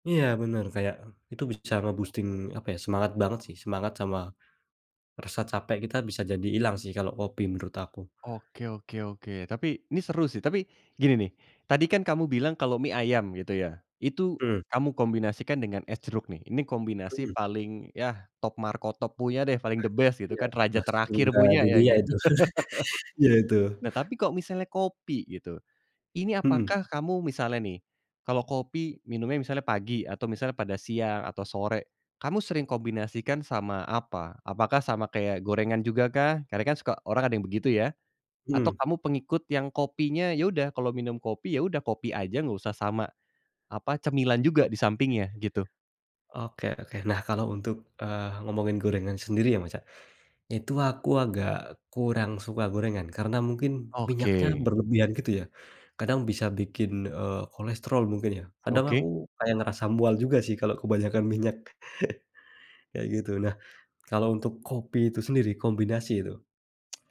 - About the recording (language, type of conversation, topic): Indonesian, podcast, Makanan atau minuman apa yang memengaruhi suasana hati harianmu?
- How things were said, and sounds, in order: in English: "nge-boosting"; in English: "the best"; laugh; chuckle; other background noise; tapping; chuckle